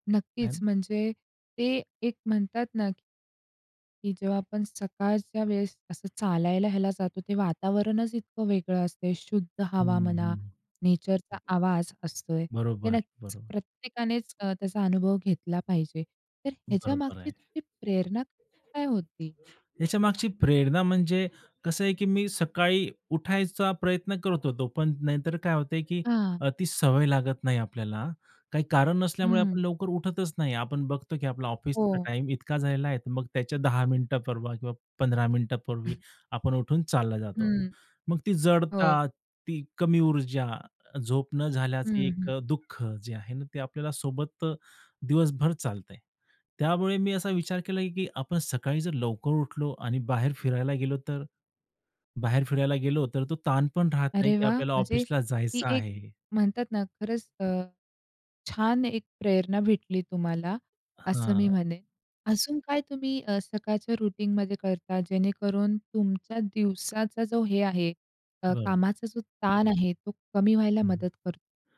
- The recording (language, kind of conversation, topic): Marathi, podcast, रोजच्या चिंतांपासून मनाला मोकळेपणा मिळण्यासाठी तुम्ही काय करता?
- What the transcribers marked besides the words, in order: tapping; other noise; other background noise; "मिनिटापर्वी" said as "मिनिटापर्वा"; chuckle; in English: "रूटीनमध्ये"